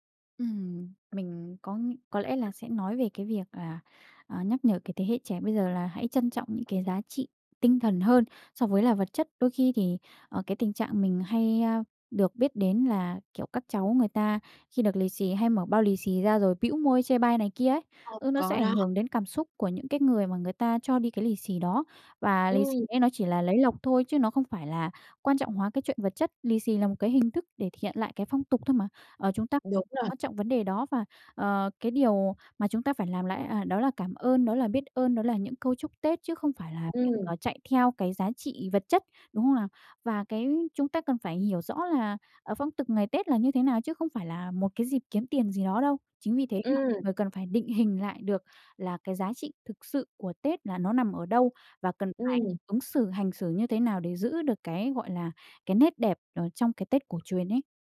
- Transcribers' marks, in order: tapping; other background noise
- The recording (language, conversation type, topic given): Vietnamese, podcast, Bạn có thể kể về một kỷ niệm Tết gia đình đáng nhớ của bạn không?